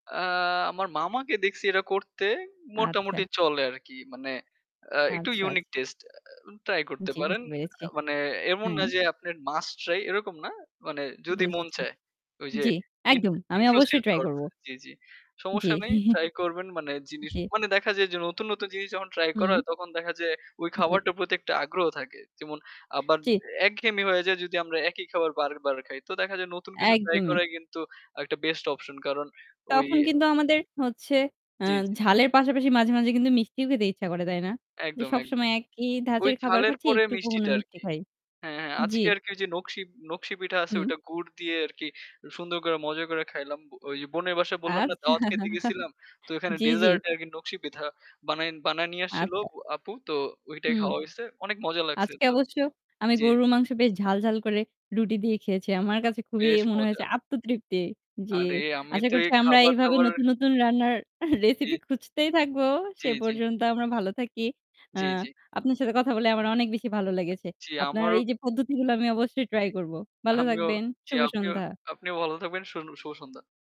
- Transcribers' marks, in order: static; other background noise; in English: "inclusive thought"; chuckle; distorted speech; unintelligible speech; laughing while speaking: "আচ্ছা"; chuckle; "পিঠা" said as "পিথা"; laughing while speaking: "রেসিপি খুঁজতেই থাকবো। সে পর্যন্ত আমরা ভালো থাকি"
- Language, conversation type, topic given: Bengali, unstructured, আপনি কীভাবে নতুন রান্নার রেসিপি খুঁজে পান?